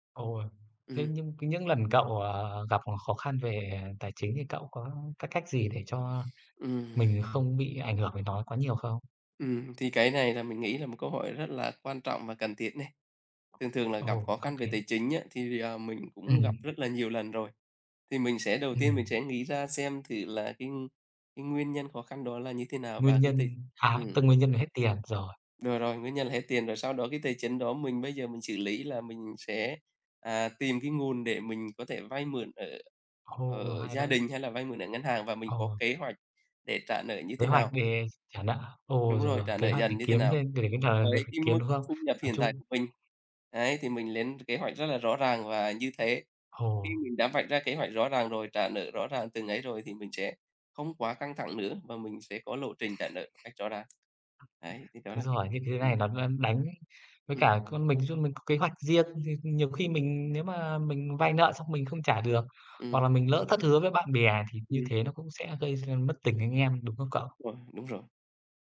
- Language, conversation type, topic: Vietnamese, unstructured, Tiền bạc có phải là nguyên nhân chính gây căng thẳng trong cuộc sống không?
- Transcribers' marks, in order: tapping; other background noise